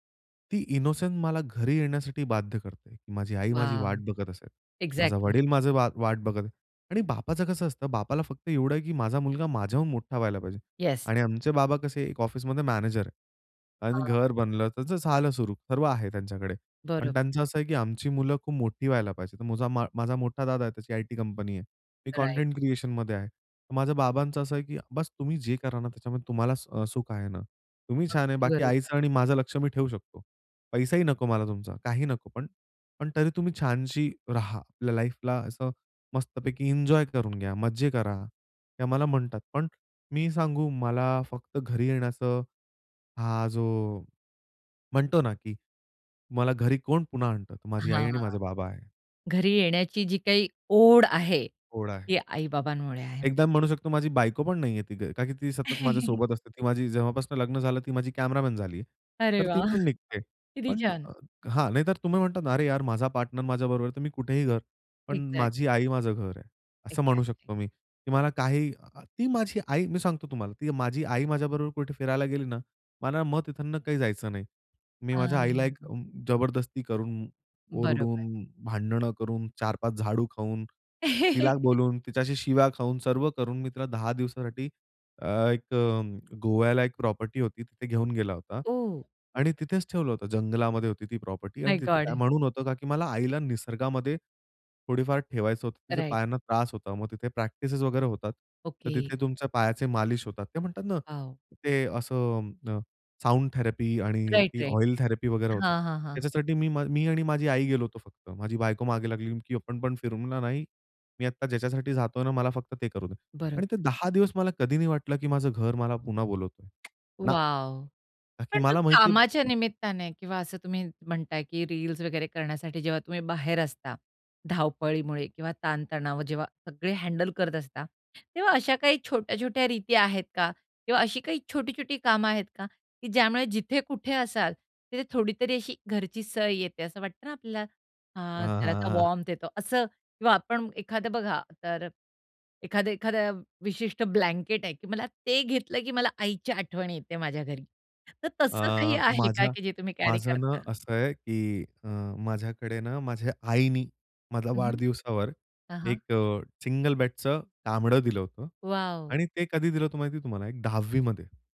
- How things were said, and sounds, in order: in English: "इनोसन्स"; in English: "एक्झॅक्टली"; tapping; stressed: "ओढ"; laugh; joyful: "अरे वाह!"; in English: "एक्झॅक्ट"; in English: "एक्झॅक्टली"; other background noise; laugh; in English: "माय गोड"; in English: "राइट"; in English: "साउंड थेरपी"; in English: "ऑइल थेरपी"; in English: "राइट-राइट"; in English: "हँडल"; chuckle; in English: "वार्म्थ"; in English: "कॅरी"
- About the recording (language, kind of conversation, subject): Marathi, podcast, घराबाहेरून येताना तुम्हाला घरातला उबदारपणा कसा जाणवतो?